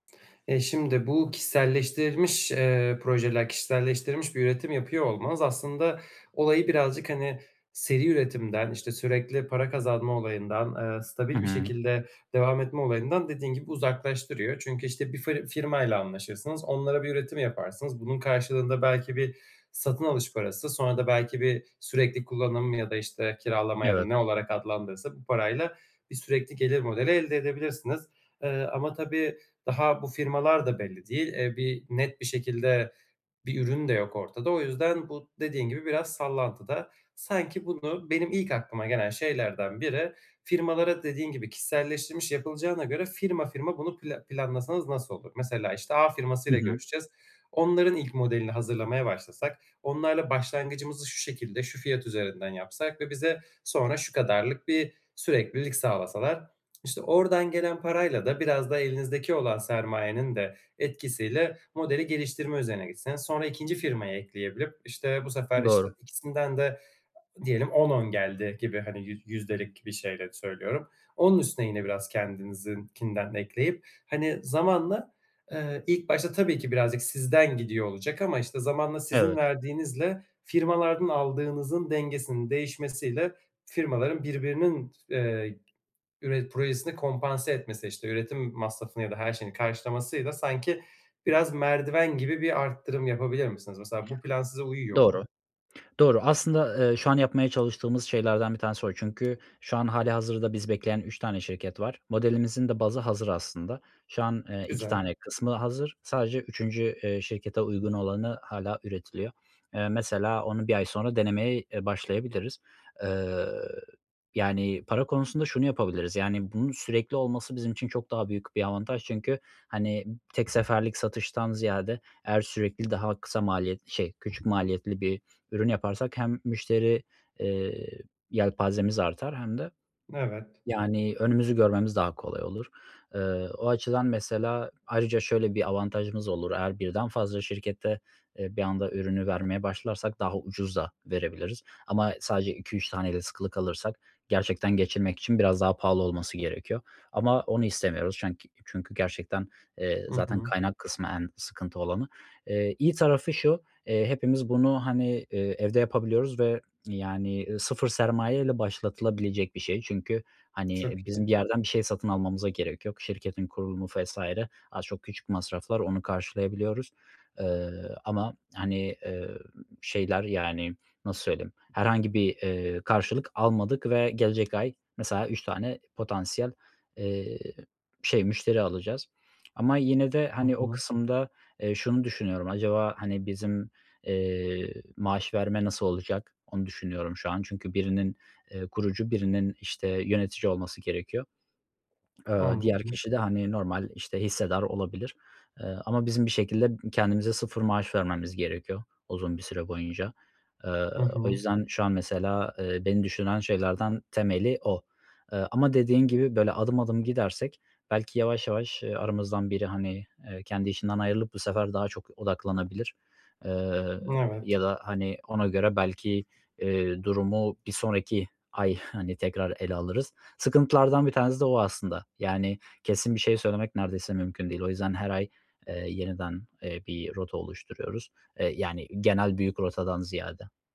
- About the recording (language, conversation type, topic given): Turkish, advice, Kaynakları işimde daha verimli kullanmak için ne yapmalıyım?
- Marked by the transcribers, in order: tapping; other noise; other background noise; laughing while speaking: "hani"